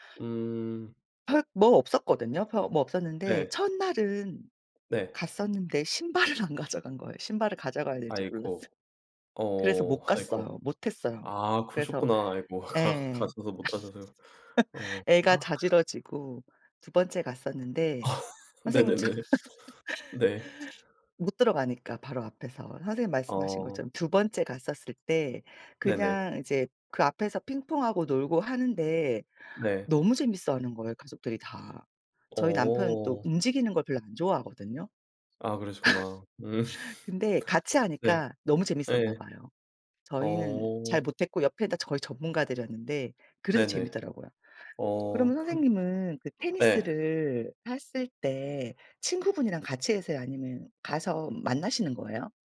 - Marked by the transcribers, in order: other background noise; tapping; laughing while speaking: "신발을"; laughing while speaking: "가 가셔서"; laugh; gasp; laugh; laughing while speaking: "처"; laugh; laugh; laughing while speaking: "음"; "하세요" said as "해세요"
- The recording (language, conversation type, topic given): Korean, unstructured, 취미 활동을 하다가 가장 놀랐던 순간은 언제였나요?